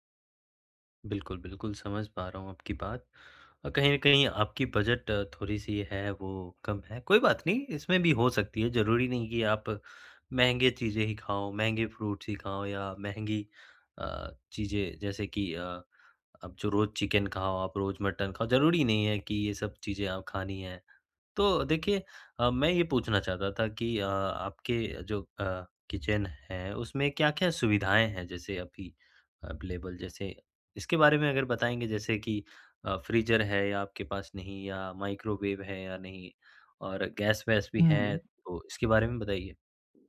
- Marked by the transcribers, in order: in English: "फ्रूट्स"; in English: "किचन"; in English: "अवेलेबल"; in English: "फ्रीज़र"; in English: "माइक्रोवेव"
- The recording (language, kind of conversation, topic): Hindi, advice, खाना बनाना नहीं आता इसलिए स्वस्थ भोजन तैयार न कर पाना